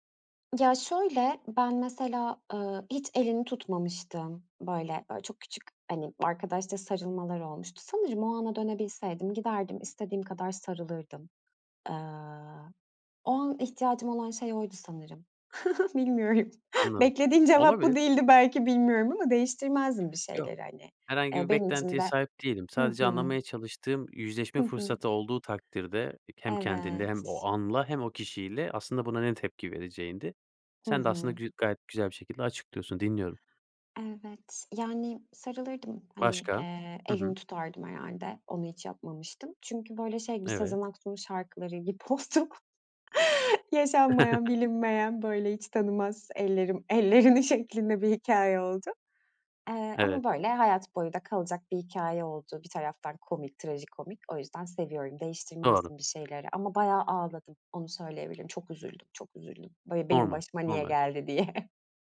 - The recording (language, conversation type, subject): Turkish, podcast, Yabancı bir dil bilmeden kurduğun bağlara örnek verebilir misin?
- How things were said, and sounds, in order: other background noise; chuckle; unintelligible speech; chuckle; laugh; laughing while speaking: "şeklinde"; laughing while speaking: "diye"